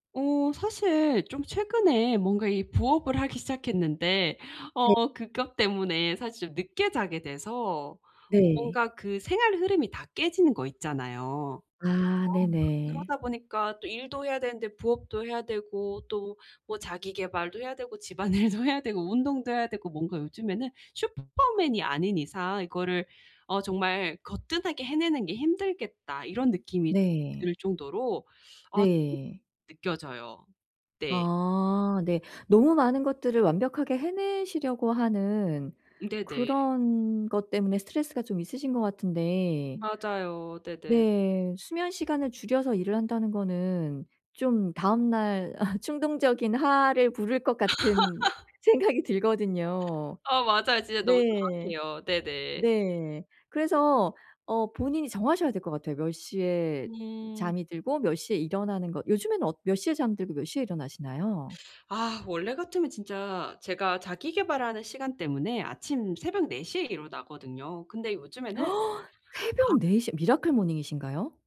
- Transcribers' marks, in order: laughing while speaking: "집안일도"; other background noise; teeth sucking; laugh; laugh; laughing while speaking: "생각이"; teeth sucking; gasp
- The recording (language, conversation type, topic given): Korean, advice, 미래의 결과를 상상해 충동적인 선택을 줄이려면 어떻게 해야 하나요?